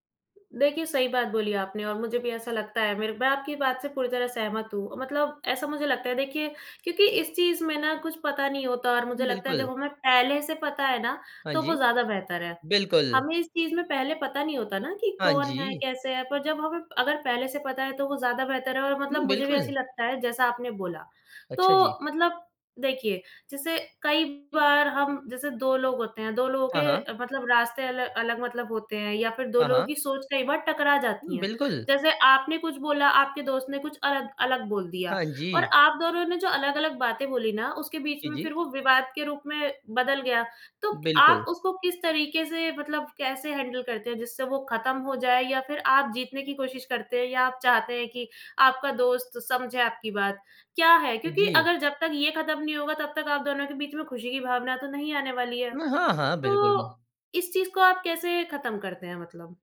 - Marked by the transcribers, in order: in English: "हैंडल"
- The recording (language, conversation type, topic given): Hindi, podcast, खुशी और सफलता में तुम किसे प्राथमिकता देते हो?